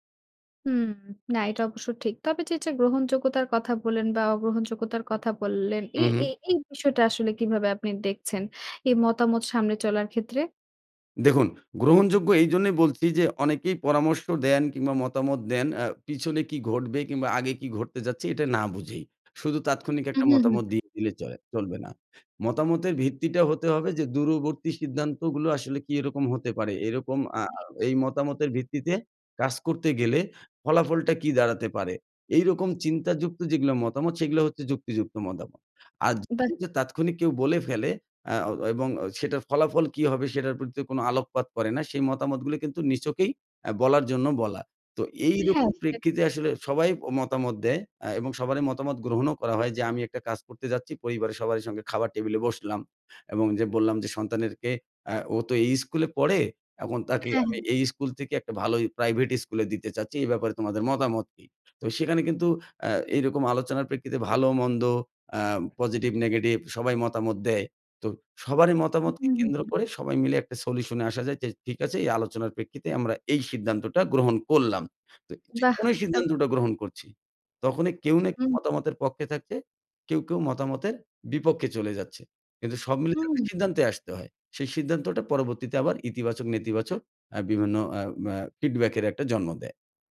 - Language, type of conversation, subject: Bengali, podcast, কীভাবে পরিবার বা বন্ধুদের মতামত সামলে চলেন?
- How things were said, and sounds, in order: other background noise; tapping; "চাচ্ছি" said as "চাচ্চি"